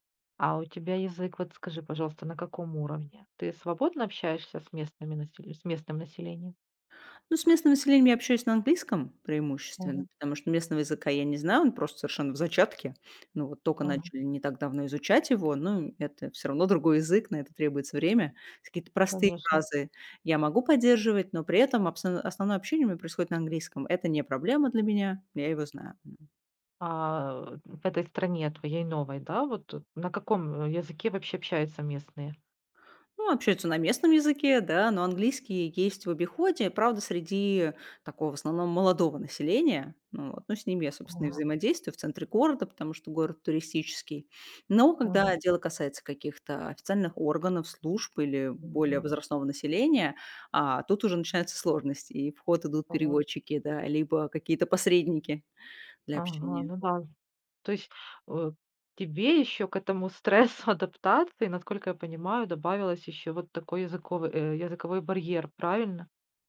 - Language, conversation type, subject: Russian, advice, Как проходит ваш переезд в другой город и адаптация к новой среде?
- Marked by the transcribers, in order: tapping; unintelligible speech; chuckle; other background noise